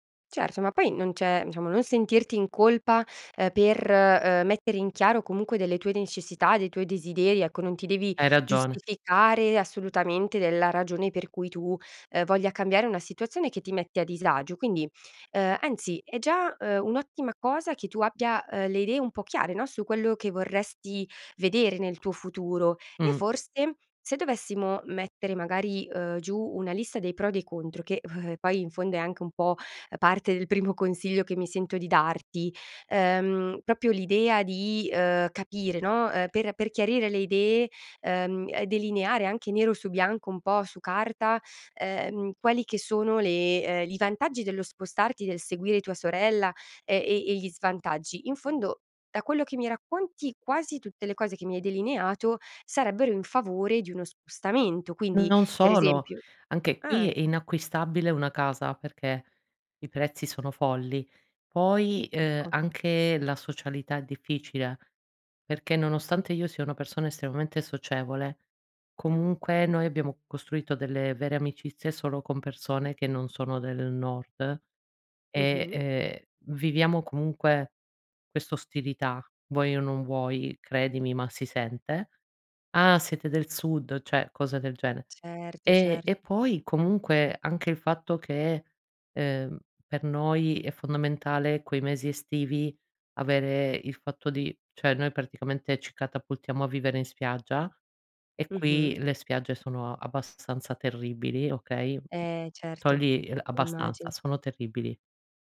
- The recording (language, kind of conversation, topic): Italian, advice, Come posso cambiare vita se ho voglia di farlo ma ho paura di fallire?
- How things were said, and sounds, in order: chuckle; "proprio" said as "propio"; "cioè" said as "ceh"; "cioè" said as "ceh"